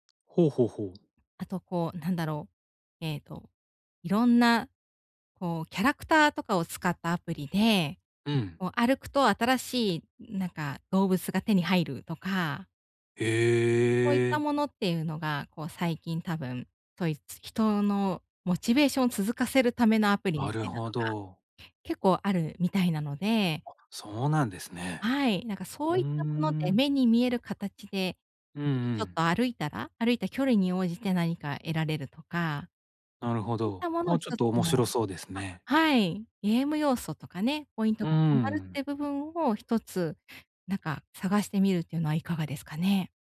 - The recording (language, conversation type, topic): Japanese, advice, モチベーションを取り戻して、また続けるにはどうすればいいですか？
- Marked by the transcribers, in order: unintelligible speech